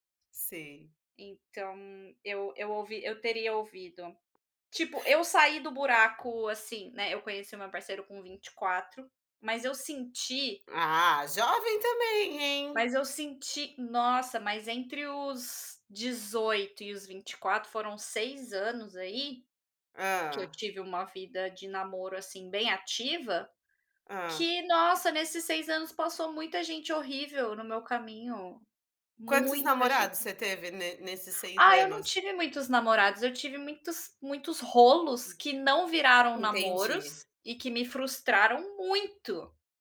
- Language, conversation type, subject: Portuguese, unstructured, Qual conselho você daria para o seu eu mais jovem?
- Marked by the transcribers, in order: tapping; stressed: "muito"